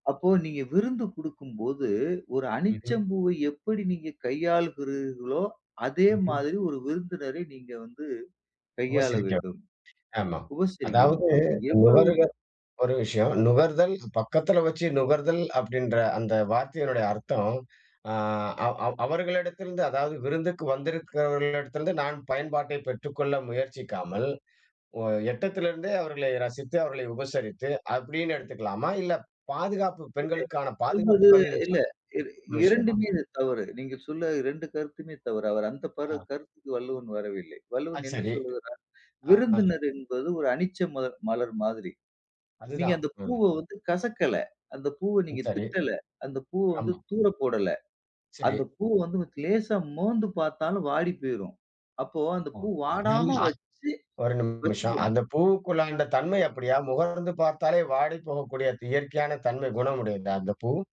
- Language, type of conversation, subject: Tamil, podcast, உங்கள் வீட்டின் விருந்தோம்பல் எப்படி இருக்கும் என்று சொல்ல முடியுமா?
- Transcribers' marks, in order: other background noise